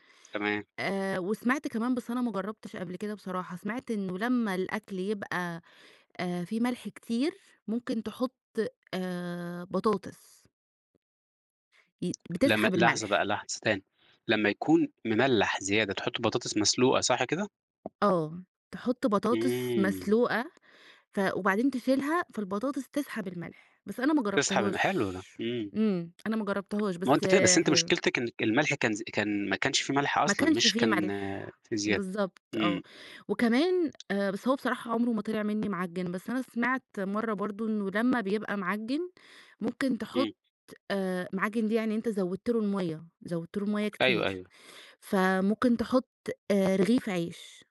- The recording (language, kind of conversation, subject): Arabic, podcast, إيه اللي بيمثّله لك الطبخ أو إنك تجرّب وصفات جديدة؟
- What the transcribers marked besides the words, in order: tapping